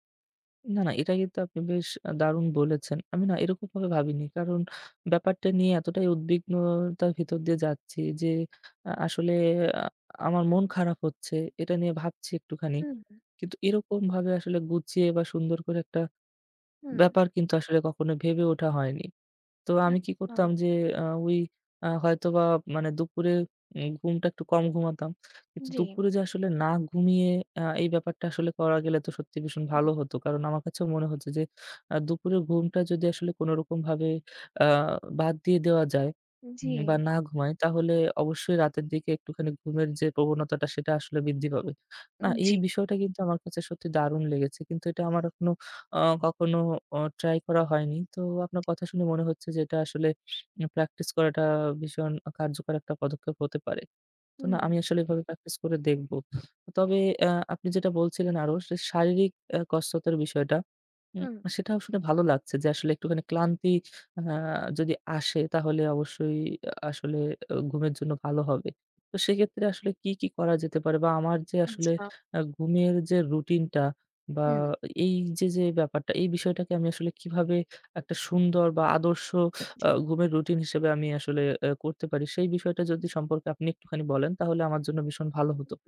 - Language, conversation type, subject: Bengali, advice, দুপুরের ঘুমানোর অভ্যাস কি রাতের ঘুমে বিঘ্ন ঘটাচ্ছে?
- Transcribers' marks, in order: other background noise; tapping